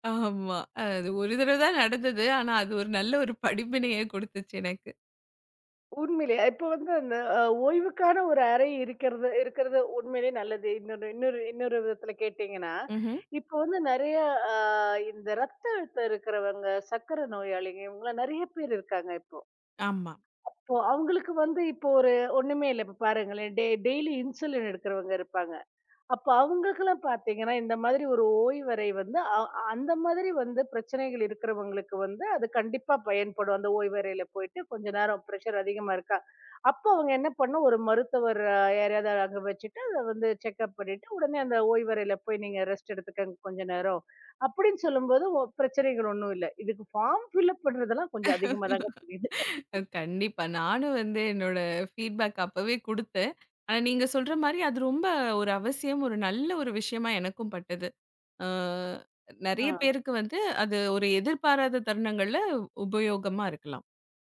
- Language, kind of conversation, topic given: Tamil, podcast, சிறு ஓய்வுகள் எடுத்த பிறகு உங்கள் அனுபவத்தில் என்ன மாற்றங்களை கவனித்தீர்கள்?
- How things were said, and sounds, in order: drawn out: "ஆமா"; in English: "டெய்லி இன்சுலின்"; in English: "ப்ரெஷ்ஷர்"; in English: "ரெஸ்ட்"; in English: "ஃபார்ம் ஃபில் அப்"; laugh; in English: "ஃபீட் பேக்"; laugh